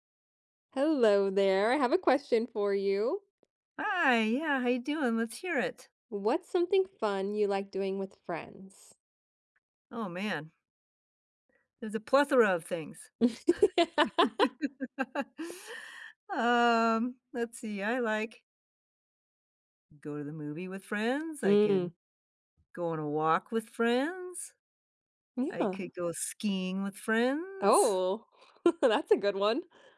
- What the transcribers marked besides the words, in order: other background noise; laugh; laugh; tapping; chuckle
- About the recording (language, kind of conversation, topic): English, unstructured, What do you like doing for fun with friends?